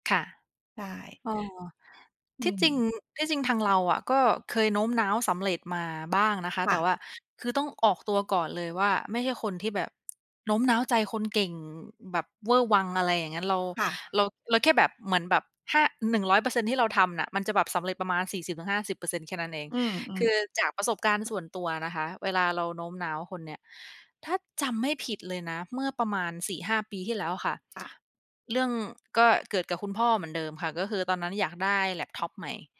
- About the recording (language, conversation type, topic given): Thai, unstructured, คุณคิดและรับมืออย่างไรเมื่อเจอสถานการณ์ที่ต้องโน้มน้าวใจคนอื่น?
- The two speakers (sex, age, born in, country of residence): female, 25-29, Thailand, Thailand; female, 40-44, Thailand, Thailand
- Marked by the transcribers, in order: other background noise; tapping